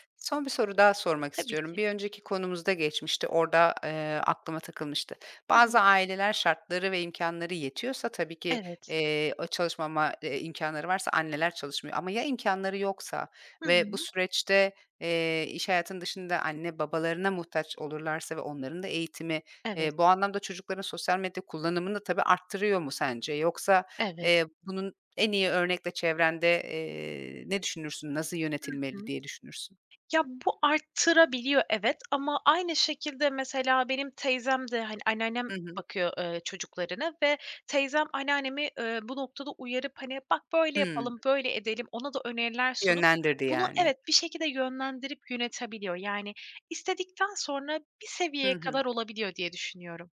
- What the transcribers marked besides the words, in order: other background noise; tapping
- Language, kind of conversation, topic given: Turkish, podcast, Çocukların sosyal medya kullanımını ailece nasıl yönetmeliyiz?